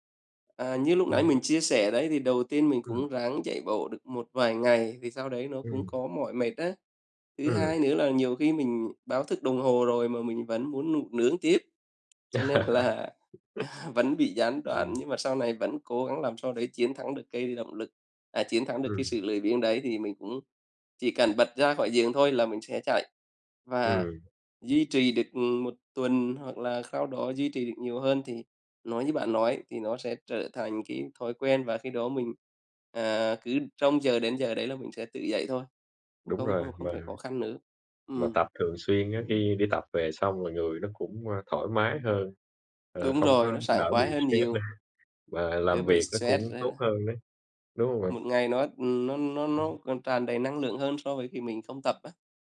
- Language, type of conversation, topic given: Vietnamese, unstructured, Làm thế nào để giữ động lực khi bắt đầu một chế độ luyện tập mới?
- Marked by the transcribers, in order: other background noise; laugh; tapping; chuckle; laughing while speaking: "nữa"